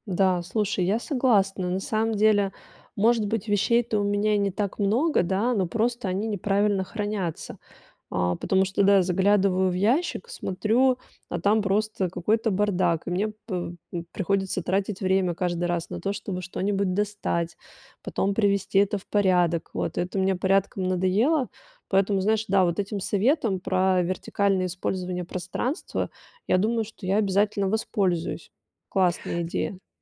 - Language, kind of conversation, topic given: Russian, advice, Как справиться с накоплением вещей в маленькой квартире?
- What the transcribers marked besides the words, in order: none